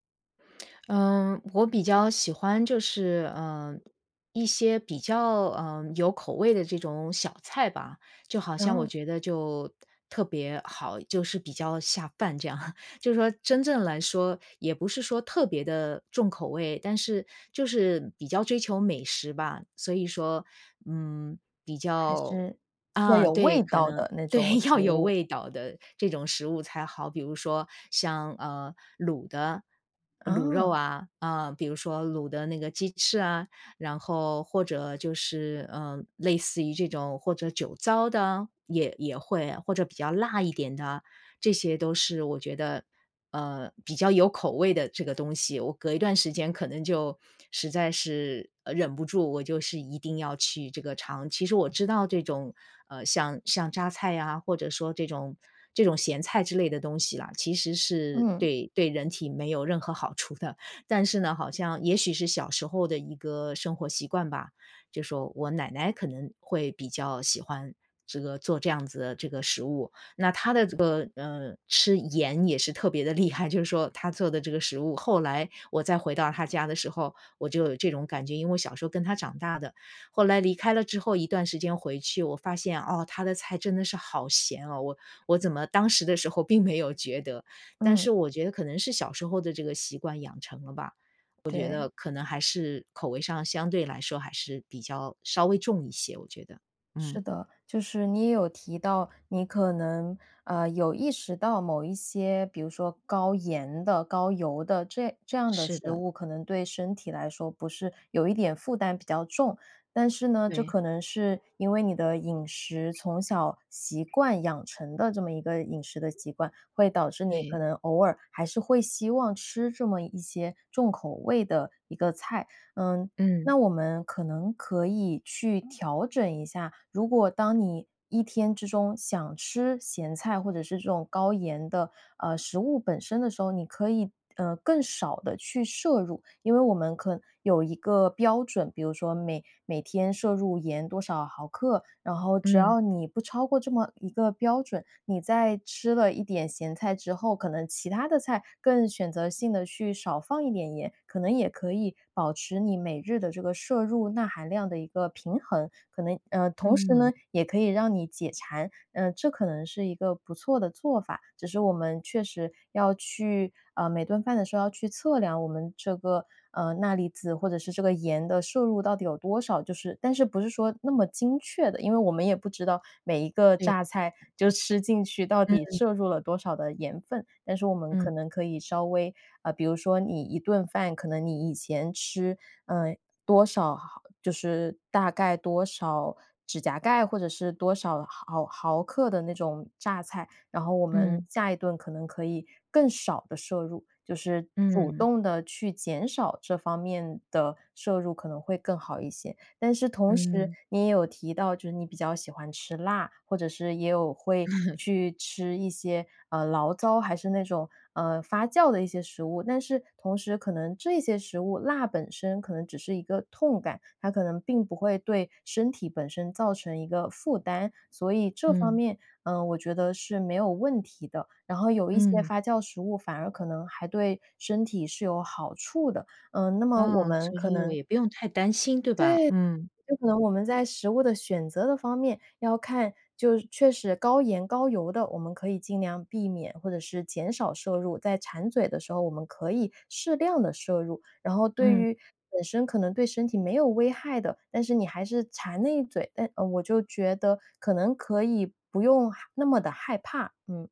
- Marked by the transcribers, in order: lip smack; tapping; chuckle; chuckle; laughing while speaking: "处"; laughing while speaking: "厉害"; laughing while speaking: "没有"; other background noise; laughing while speaking: "吃"; laugh
- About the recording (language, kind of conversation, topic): Chinese, advice, 如何把健康饮食变成日常习惯？